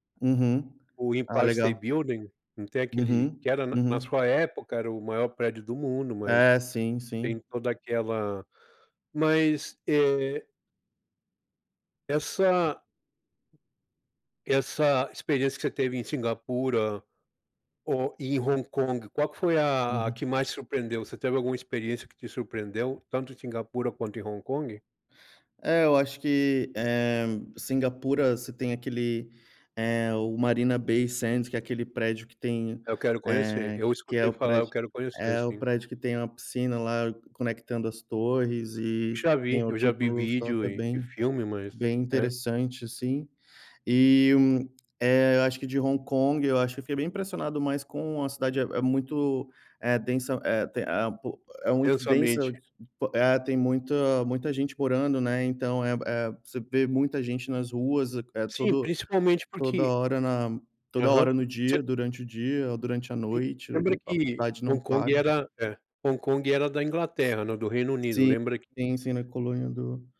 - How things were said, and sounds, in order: tapping
- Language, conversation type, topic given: Portuguese, unstructured, Qual foi a viagem mais inesquecível que você já fez?